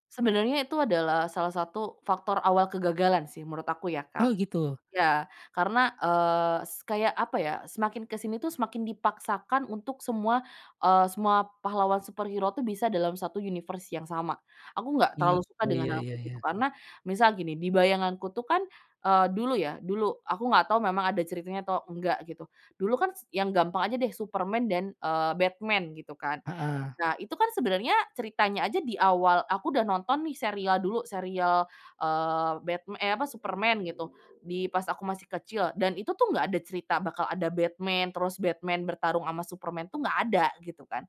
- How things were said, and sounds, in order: in English: "superhero"; in English: "universe"; other background noise; other street noise
- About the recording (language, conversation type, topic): Indonesian, podcast, Mengapa banyak acara televisi dibuat ulang atau dimulai ulang?
- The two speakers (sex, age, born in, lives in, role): female, 25-29, Indonesia, Indonesia, guest; male, 35-39, Indonesia, Indonesia, host